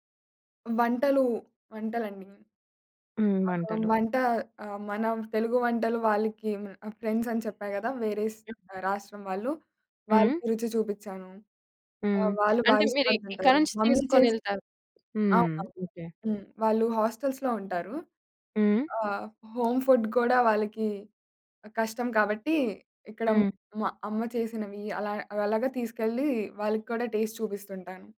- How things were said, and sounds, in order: in English: "ఫ్రెండ్స్"; other background noise; in English: "హోస్టెల్స్‌లో"; in English: "హోమ్ ఫుడ్"; in English: "టేస్ట్"
- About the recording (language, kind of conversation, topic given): Telugu, podcast, మీ హాబీ ద్వారా మీరు కొత్త మిత్రులను ఎలా చేసుకున్నారు?